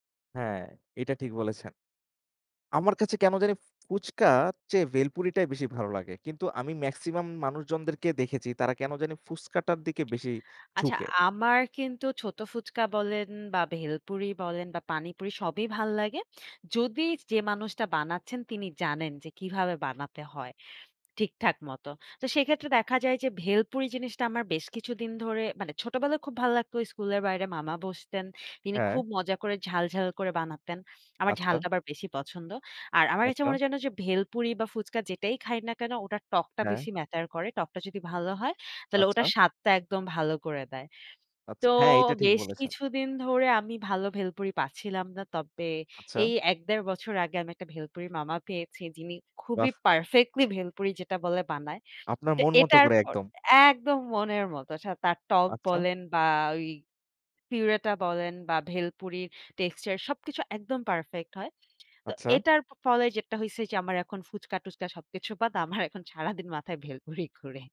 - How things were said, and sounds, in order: tapping; other background noise; laughing while speaking: "আমার এখন সারাদিন মাথায় ভেলপুরি ঘোরে"
- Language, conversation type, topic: Bengali, unstructured, আপনার কাছে সেরা রাস্তার খাবার কোনটি, এবং কেন?